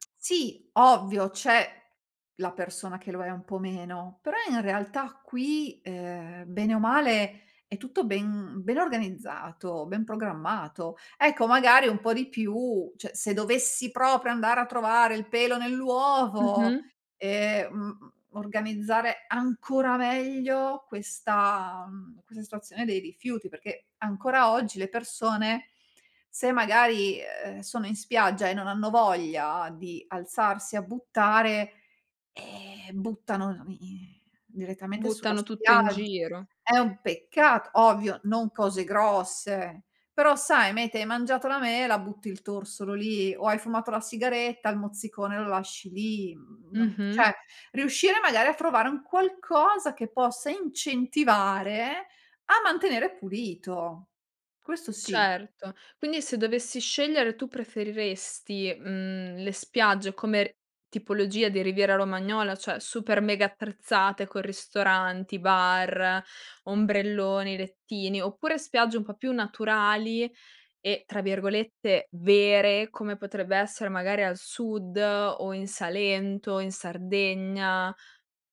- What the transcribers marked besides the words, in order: "cioè" said as "ceh"
- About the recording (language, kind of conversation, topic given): Italian, podcast, Come descriveresti il tuo rapporto con il mare?